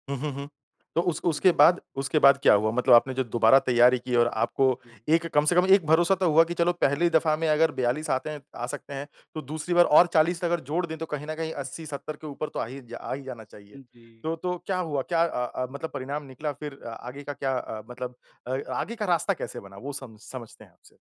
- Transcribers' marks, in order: none
- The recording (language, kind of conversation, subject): Hindi, podcast, किसी परीक्षा में असफल होने के बाद आप कैसे आगे बढ़े?